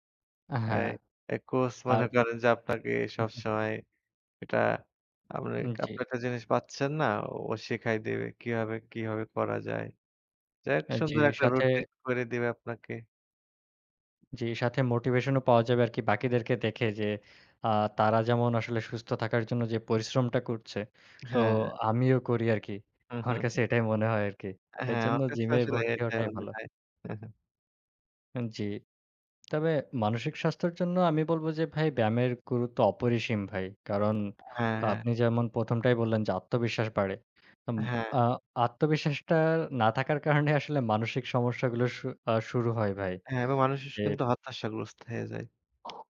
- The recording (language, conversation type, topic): Bengali, unstructured, আপনার দৈনন্দিন শরীরচর্চার রুটিন কেমন, আপনি কেন ব্যায়াম করতে পছন্দ করেন, এবং খেলাধুলা আপনার জীবনে কতটা গুরুত্বপূর্ণ?
- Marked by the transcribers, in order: tapping; chuckle; chuckle; other background noise; laughing while speaking: "কারণে"